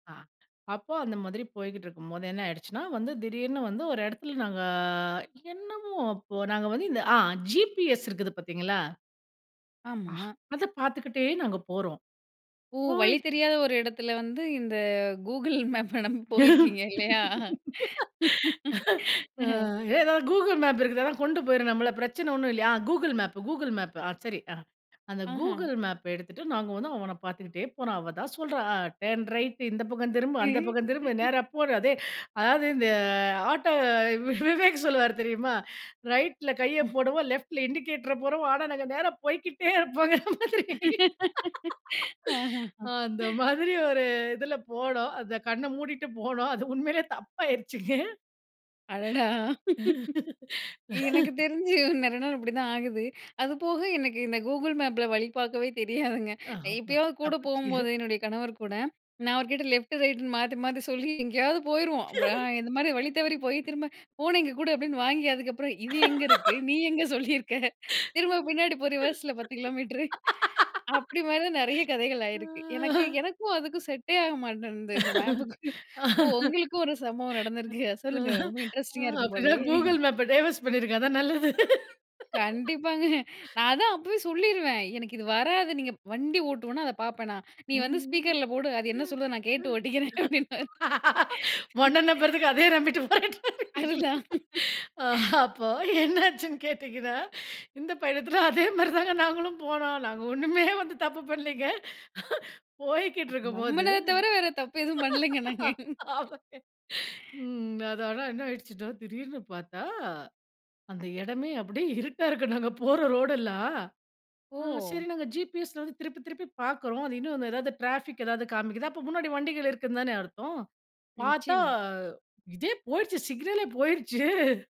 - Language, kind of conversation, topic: Tamil, podcast, ஒரு மறக்கமுடியாத பயணம் பற்றி சொல்லுங்க, அதிலிருந்து என்ன கற்றீங்க?
- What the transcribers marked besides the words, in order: drawn out: "நாங்க"; laughing while speaking: "கூகுள் மேப் நம்ப போயிருக்கீங்க இல்லையா?"; laugh; laugh; laugh; laughing while speaking: "விவேக் சொல்லுவார் தெரியுமா ரைட்ல கைய … கண்ண மூடிட்டு போனோம்"; laugh; laugh; laugh; laugh; laugh; laugh; laughing while speaking: "சொல்லியிருக்க?"; laugh; laugh; laughing while speaking: "இந்த மேப்புக்கு. ஓ! உங்களுக்கும் ஒரு சம்பவம் நடந்திருக்கு சொல்லுங்க ரொம்ப இன்ட்ரஸ்டிங்கா இருக்கும் போலயே"; laugh; chuckle; laugh; laugh; laughing while speaking: "உன்ன நம்பறதுக்கு அதே நம்பிட்டு போயிடுறேன். இல்லிங்களா"; laughing while speaking: "அப்டின்னுவாரு"; laughing while speaking: "இந்த பயணத்துல அதே மாதிரி தாங்க … போயிருச்சு சிக்னலே போயிருச்சு"; laugh; laughing while speaking: "நம்மள தவர வேற தப்பு எதுவும் பண்ணலங்க நாங்க"